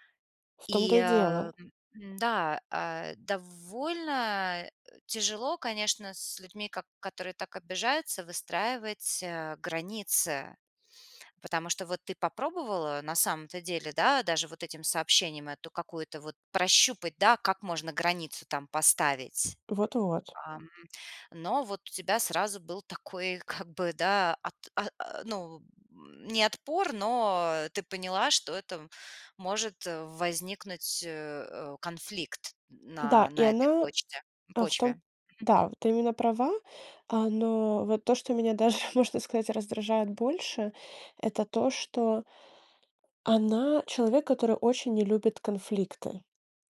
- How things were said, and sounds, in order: tapping; laughing while speaking: "даже"
- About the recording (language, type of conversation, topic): Russian, advice, Как описать дружбу, в которой вы тянете на себе большую часть усилий?